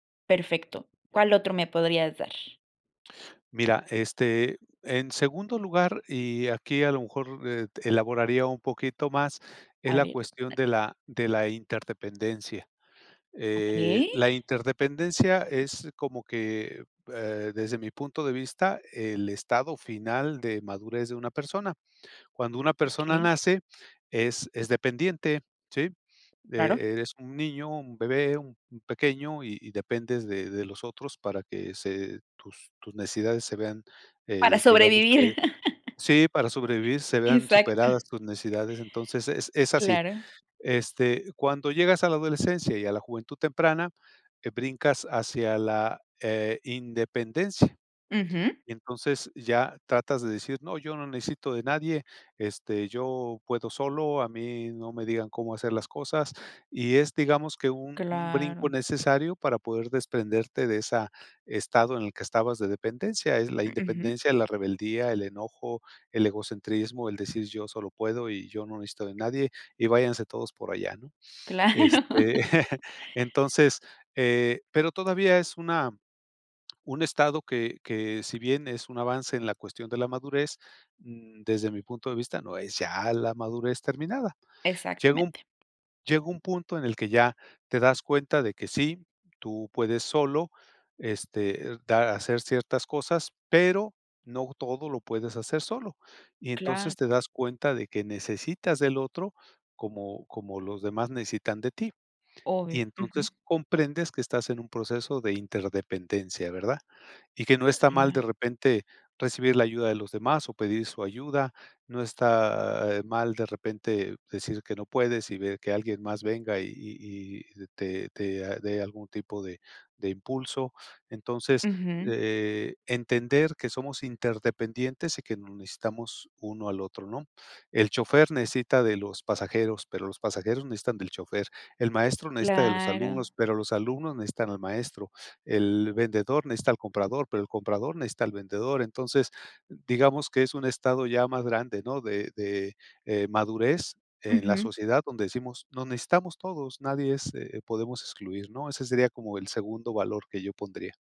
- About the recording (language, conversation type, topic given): Spanish, podcast, ¿Qué valores consideras esenciales en una comunidad?
- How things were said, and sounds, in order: tapping; laugh; laugh; laughing while speaking: "Claro"; unintelligible speech